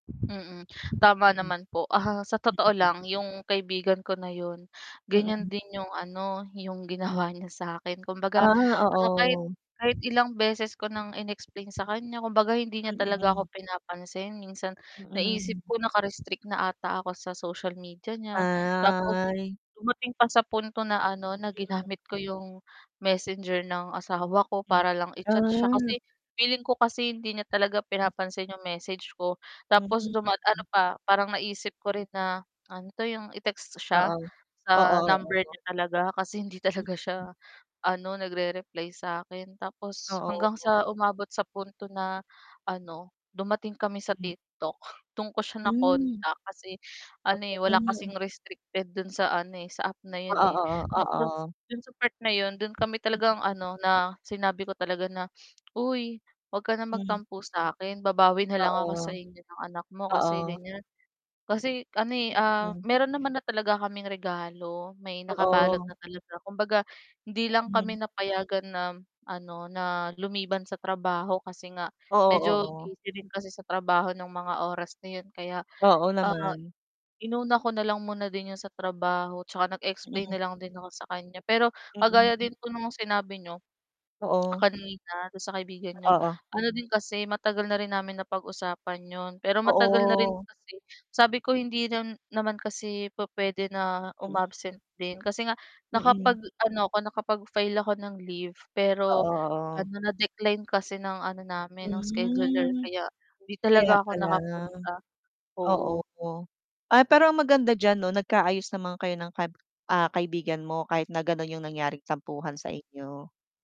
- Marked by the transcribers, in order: wind; static; drawn out: "Ay"; unintelligible speech; other noise; unintelligible speech; unintelligible speech; mechanical hum; unintelligible speech; background speech; distorted speech; lip smack; drawn out: "Mm"
- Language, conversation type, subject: Filipino, unstructured, Paano mo hinaharap ang hindi pagkakaintindihan sa mga kaibigan mo?